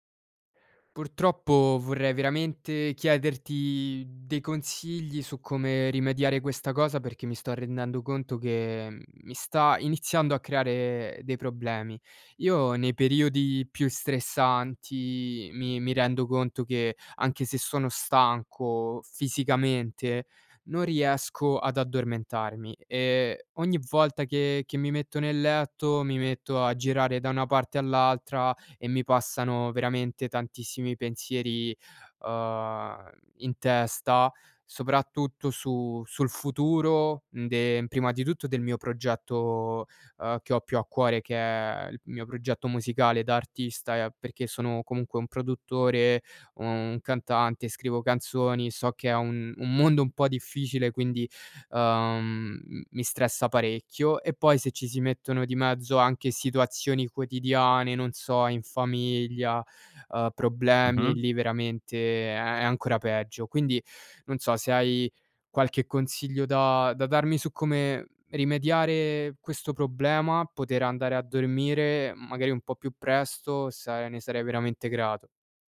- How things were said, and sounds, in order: none
- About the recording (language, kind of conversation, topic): Italian, advice, Come i pensieri ripetitivi e le preoccupazioni influenzano il tuo sonno?